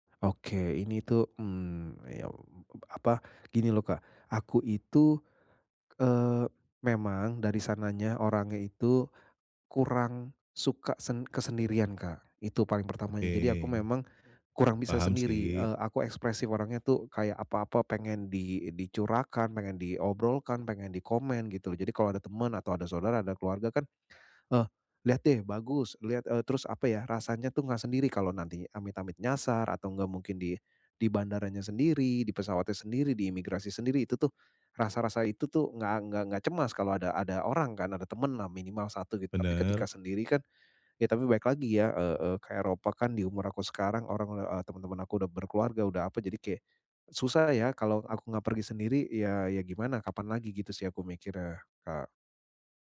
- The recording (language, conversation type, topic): Indonesian, advice, Bagaimana cara mengurangi kecemasan saat bepergian sendirian?
- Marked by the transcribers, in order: other background noise